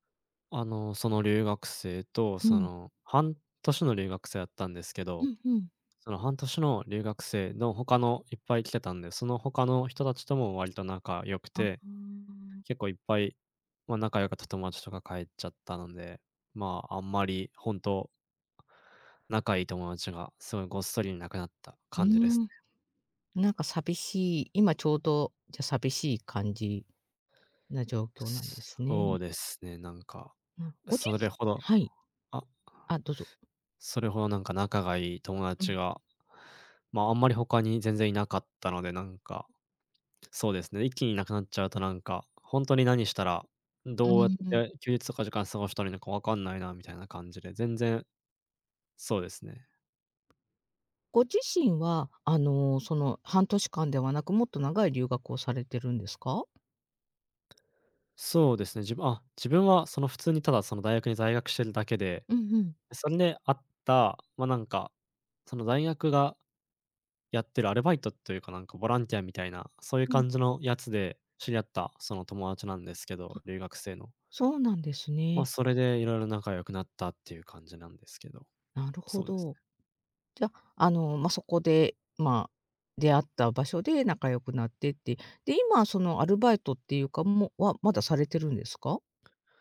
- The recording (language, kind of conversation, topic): Japanese, advice, 新しい環境で友達ができず、孤独を感じるのはどうすればよいですか？
- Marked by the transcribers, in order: tapping